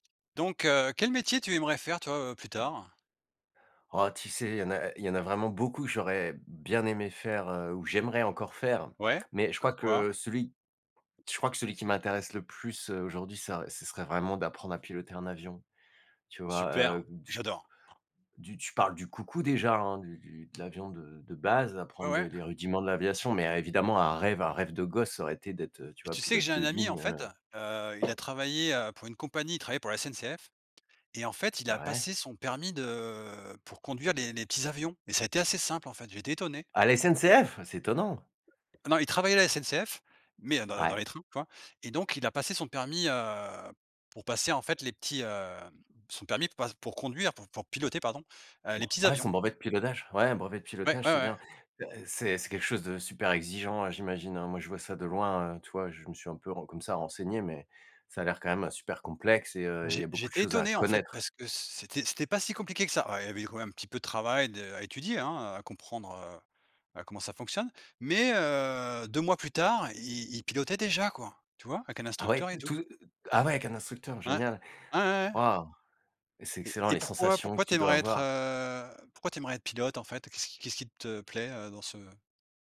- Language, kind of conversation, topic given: French, unstructured, Quel métier aimerais-tu faire plus tard ?
- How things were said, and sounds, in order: tapping; other background noise; stressed: "base"; drawn out: "de"; surprised: "À la SNCF ?"; other noise; stressed: "connaître"; drawn out: "heu"